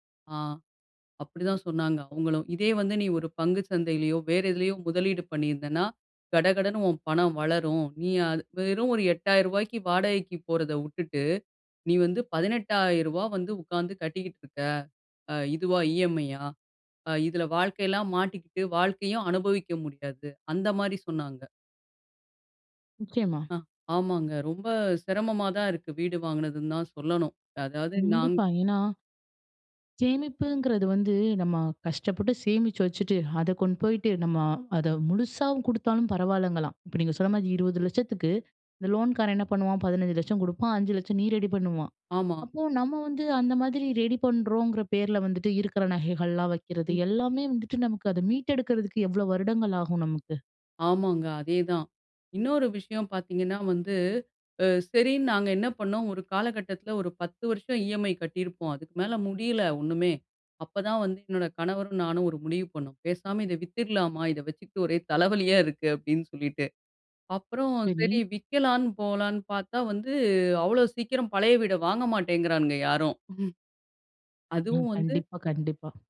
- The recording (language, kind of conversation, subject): Tamil, podcast, வீட்டை வாங்குவது ஒரு நல்ல முதலீடா என்பதை நீங்கள் எப்படித் தீர்மானிப்பீர்கள்?
- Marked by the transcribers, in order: sad: "ஆமாங்க ரொம்ப சிரமமா தான் இருக்கு. வீடு வாங்கினதுன்னு தான் சொல்லணும்"; other noise; laughing while speaking: "தலைவலியா இருக்கு"